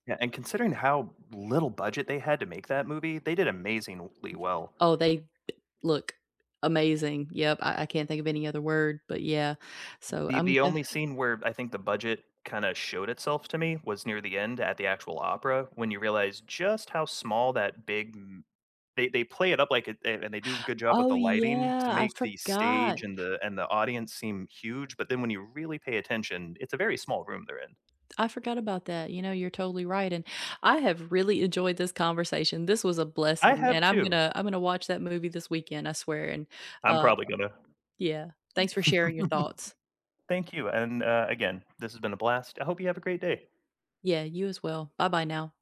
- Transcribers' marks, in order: other background noise; drawn out: "yeah"; chuckle
- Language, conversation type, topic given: English, unstructured, What are some hidden-gem movies you’d recommend to most people?
- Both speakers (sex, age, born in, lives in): female, 40-44, United States, United States; male, 45-49, United States, United States